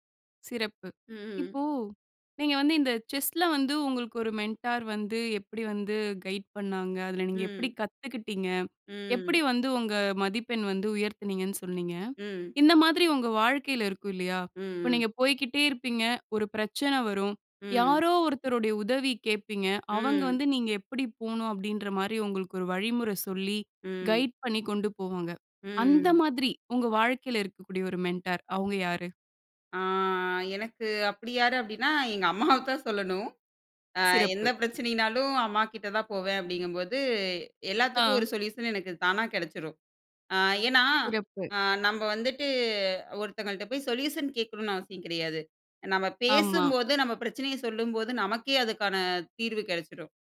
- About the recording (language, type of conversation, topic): Tamil, podcast, உங்கள் வாழ்க்கைப் பாதையில் ஒரு வழிகாட்டி உங்களுக்கு எப்படி மாற்றத்தை ஏற்படுத்தினார்?
- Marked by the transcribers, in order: in English: "மென்டார்"; in English: "கைட்"; in English: "கைட்"; drawn out: "ம்"; in English: "மென்டார்"; drawn out: "ஆ"; laughing while speaking: "அம்மாவத்தான்"; in English: "சொல்யூஷன்"; in English: "சொல்யூஷன்"